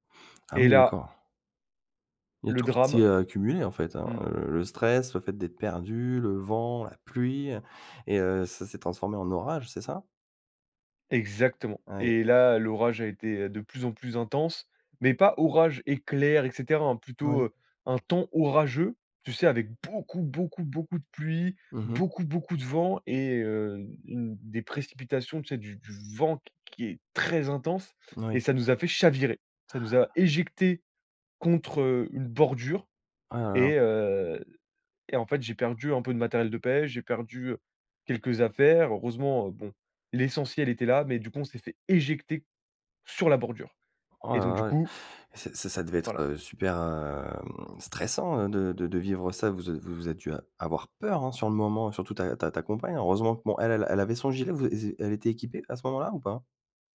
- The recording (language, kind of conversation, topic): French, podcast, As-tu déjà été perdu et un passant t’a aidé ?
- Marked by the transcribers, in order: stressed: "beaucoup, beaucoup, beaucoup de pluie, beaucoup, beaucoup"; stressed: "vent"; stressed: "très"; stressed: "chavirer"; stressed: "éjectés"; unintelligible speech; drawn out: "hem"; stressed: "peur"